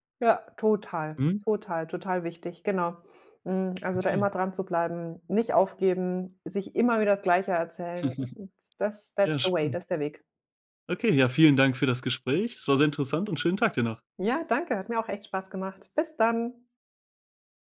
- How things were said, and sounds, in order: chuckle; in English: "that's the way"
- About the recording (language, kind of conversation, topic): German, podcast, Was hilft dir dabei, eine Entscheidung wirklich abzuschließen?
- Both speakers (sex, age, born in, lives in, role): female, 40-44, Germany, Cyprus, guest; male, 20-24, Germany, Germany, host